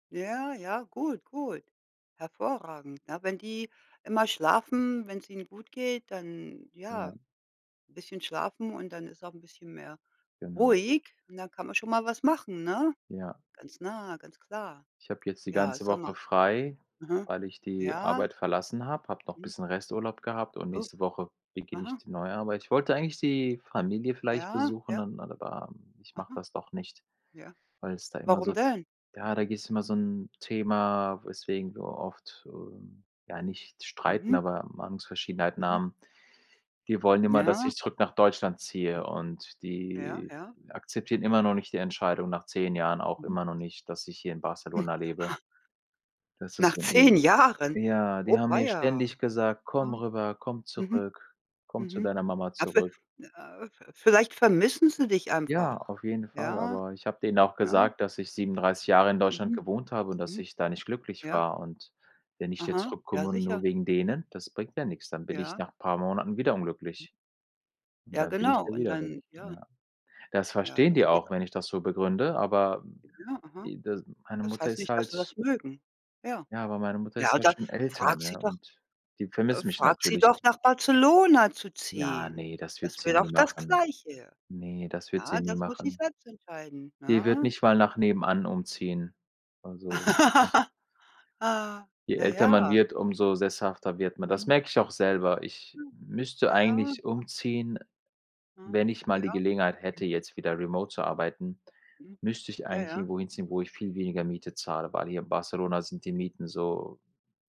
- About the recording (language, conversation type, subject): German, unstructured, Wie reagierst du, wenn deine Familie deine Entscheidungen kritisiert?
- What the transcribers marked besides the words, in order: unintelligible speech; other noise; surprised: "Nach zehn Jahren"; laughing while speaking: "zehn Jahren"; chuckle; unintelligible speech